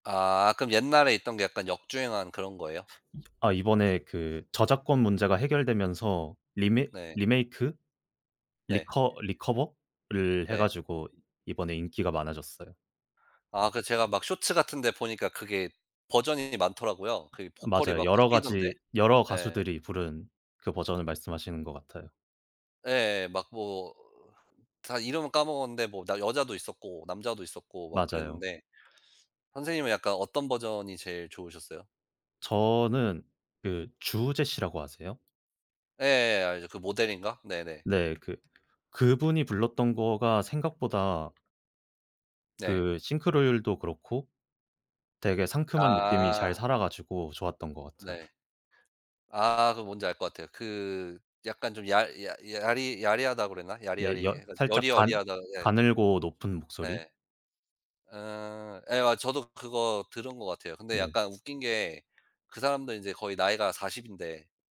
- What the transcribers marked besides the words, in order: tapping; other background noise
- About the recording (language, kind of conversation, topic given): Korean, unstructured, 음악 중에서 가장 자주 듣는 장르는 무엇인가요?